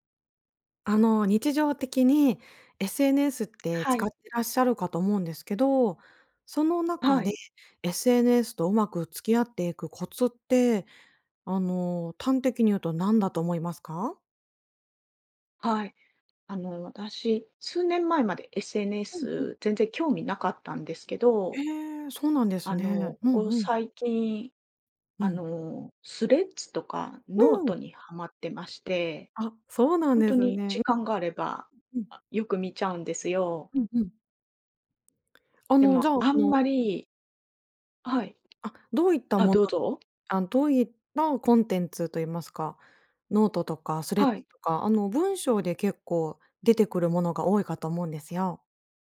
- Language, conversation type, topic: Japanese, podcast, SNSとうまくつき合うコツは何だと思いますか？
- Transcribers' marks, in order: tapping; other noise